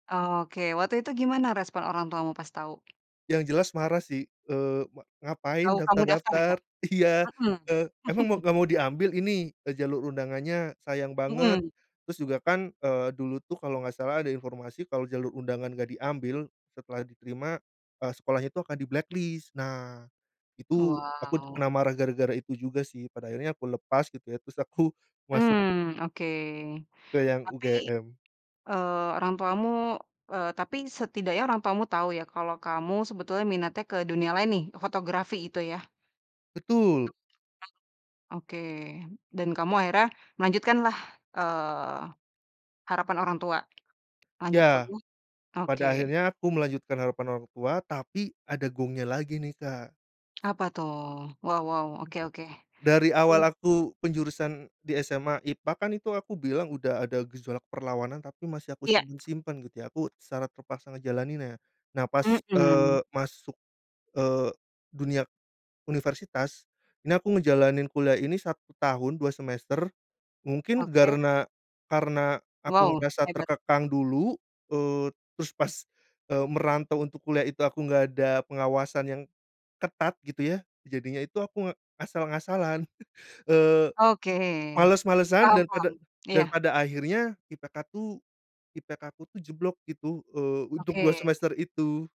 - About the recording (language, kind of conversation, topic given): Indonesian, podcast, Bagaimana kamu menghadapi ekspektasi keluarga tanpa kehilangan jati diri?
- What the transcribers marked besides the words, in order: other background noise; chuckle; in English: "di-blacklist"; unintelligible speech; unintelligible speech; chuckle